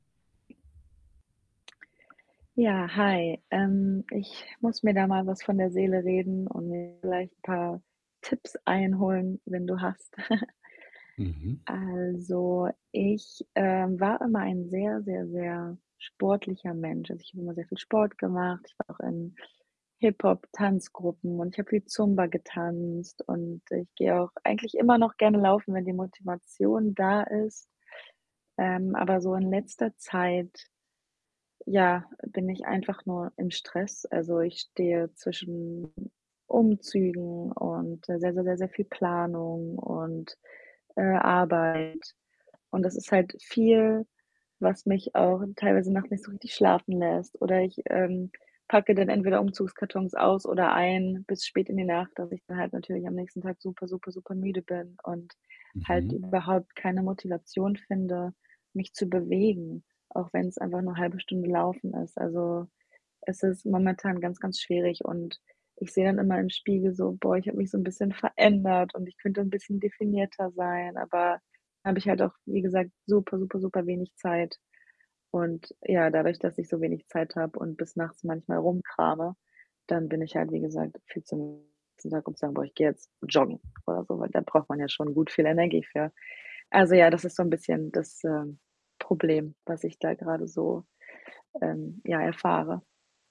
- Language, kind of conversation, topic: German, advice, Wie finde ich trotz Zeitmangel und Müdigkeit Motivation, mich zu bewegen?
- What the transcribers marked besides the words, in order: other background noise; distorted speech; chuckle; static